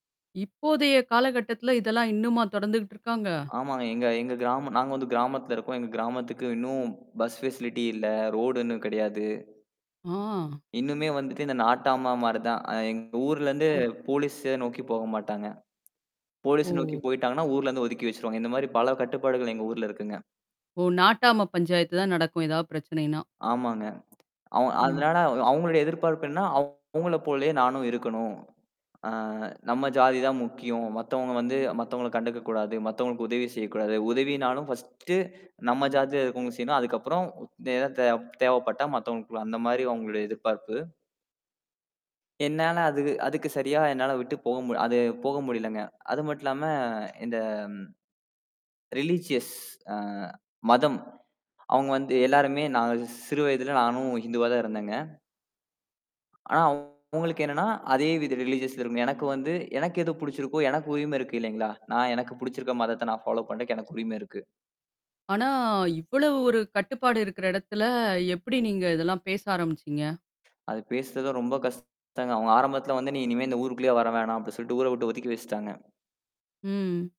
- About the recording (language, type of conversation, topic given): Tamil, podcast, குடும்ப எதிர்பார்ப்புகளை மீறுவது எளிதா, சிரமமா, அதை நீங்கள் எப்படி சாதித்தீர்கள்?
- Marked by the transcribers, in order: surprised: "இப்போதைய காலகட்டத்துல இதெல்லாம் இன்னுமா தொடர்ந்துட்டு இருக்காங்க?"; mechanical hum; in English: "ஃபெஷலிட்டி"; other noise; surprised: "ஆ!"; distorted speech; drawn out: "ஆ"; drawn out: "இந்த"; in English: "ரிலிஜியஸ்"; in English: "ரிலிஜியஸ்"; in English: "ஃபோலா"; drawn out: "ஆனா"; tapping